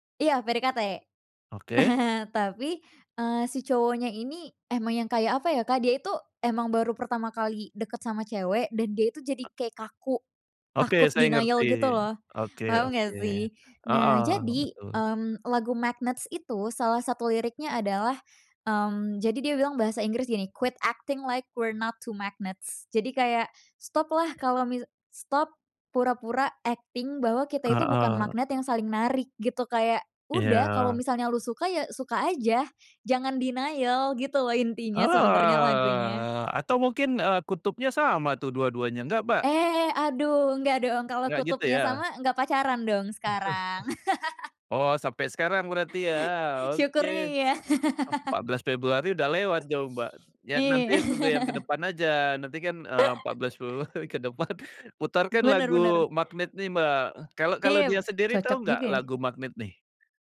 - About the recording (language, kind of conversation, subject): Indonesian, podcast, Kapan terakhir kali kamu menemukan lagu yang benar-benar ngena?
- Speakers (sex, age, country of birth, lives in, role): female, 20-24, Indonesia, Indonesia, guest; male, 40-44, Indonesia, Indonesia, host
- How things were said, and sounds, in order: laughing while speaking: "Nah"; tapping; in English: "denial"; singing: "Quit acting like we're not to magnets"; in English: "acting"; in English: "denial"; other background noise; drawn out: "Eee"; chuckle; laugh; laugh; laughing while speaking: "Iya"; chuckle; laughing while speaking: "Februari ke depan"; chuckle